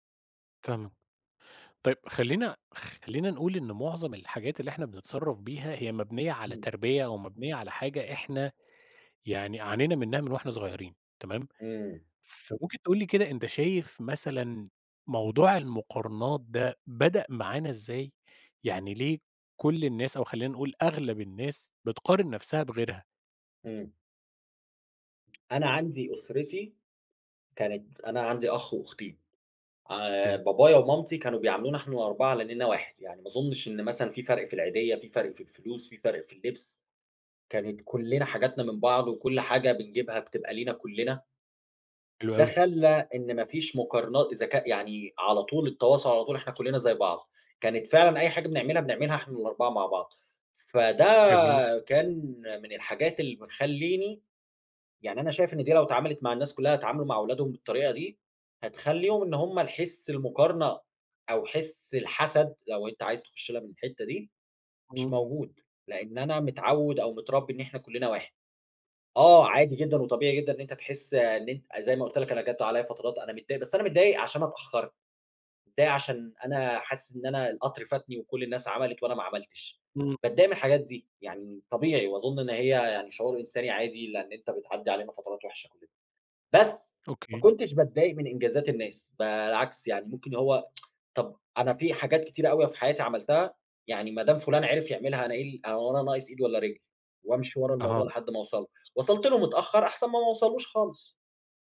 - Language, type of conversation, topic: Arabic, podcast, إيه أسهل طريقة تبطّل تقارن نفسك بالناس؟
- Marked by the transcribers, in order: other background noise; tapping; tsk